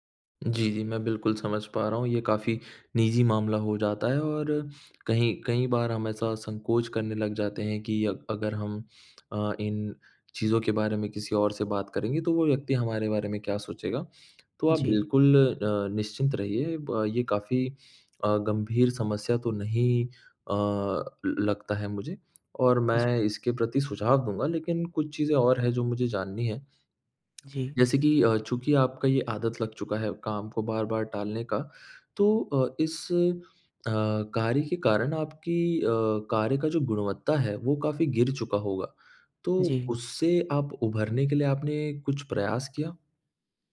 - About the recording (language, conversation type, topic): Hindi, advice, आप काम बार-बार क्यों टालते हैं और आखिरी मिनट में होने वाले तनाव से कैसे निपटते हैं?
- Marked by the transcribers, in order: tongue click